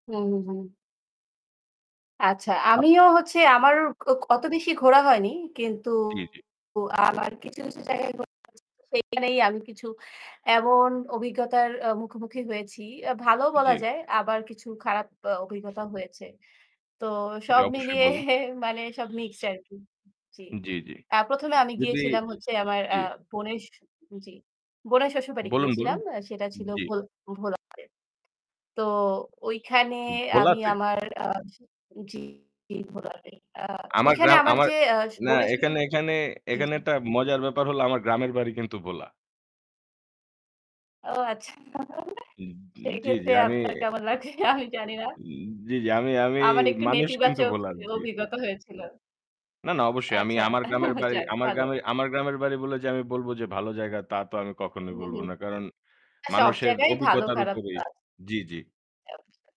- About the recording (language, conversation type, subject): Bengali, unstructured, ভ্রমণের সময় আপনার সঙ্গে সবচেয়ে অদ্ভুত কোন ঘটনাটি ঘটেছিল?
- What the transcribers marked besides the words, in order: other background noise; static; distorted speech; horn; chuckle; unintelligible speech; laughing while speaking: "লাগবে"; chuckle